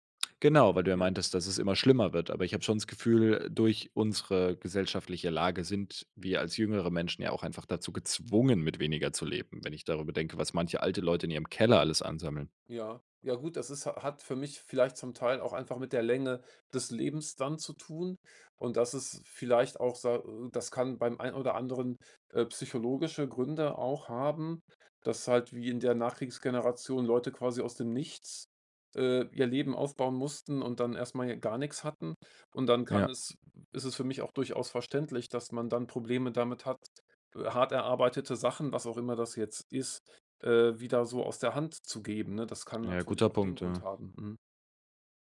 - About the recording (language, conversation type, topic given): German, podcast, Wie schaffst du mehr Platz in kleinen Räumen?
- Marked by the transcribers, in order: stressed: "gezwungen"